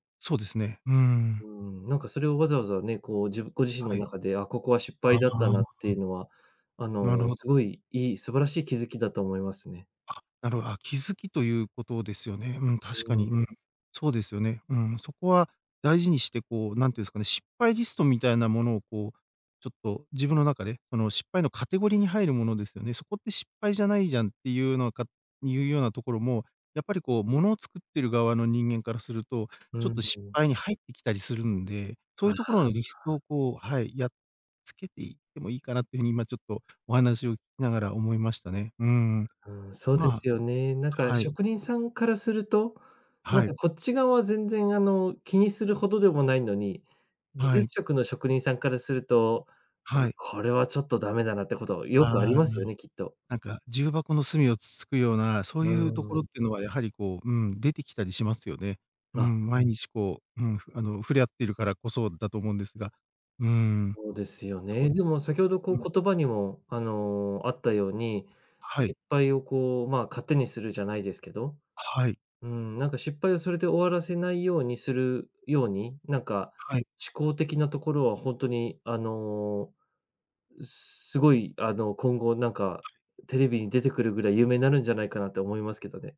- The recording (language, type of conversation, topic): Japanese, advice, 失敗するといつまでも自分を責めてしまう
- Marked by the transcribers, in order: tapping